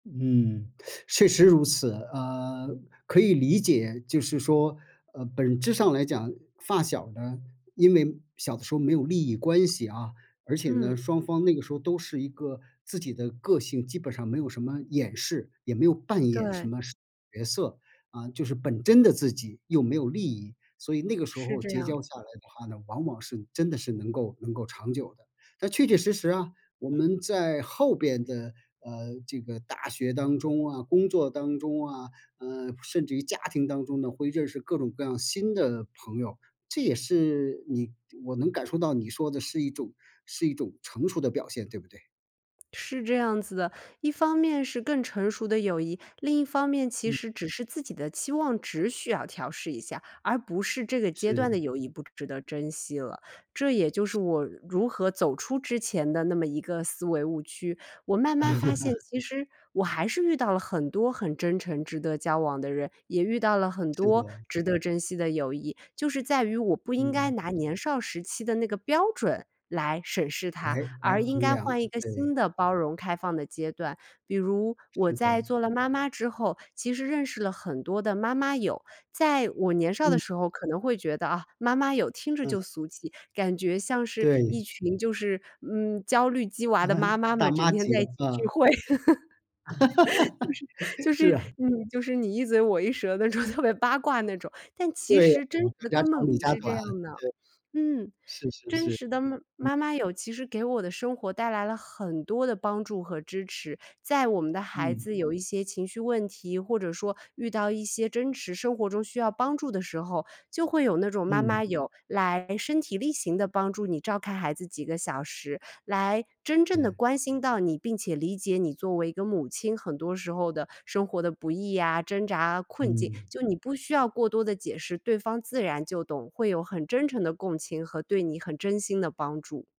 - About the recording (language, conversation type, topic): Chinese, podcast, 你觉得什么样的友谊最值得珍惜？
- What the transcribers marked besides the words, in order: tapping; other background noise; chuckle; laughing while speaking: "会。就是 就是 你 就是"; laugh; laughing while speaking: "那种"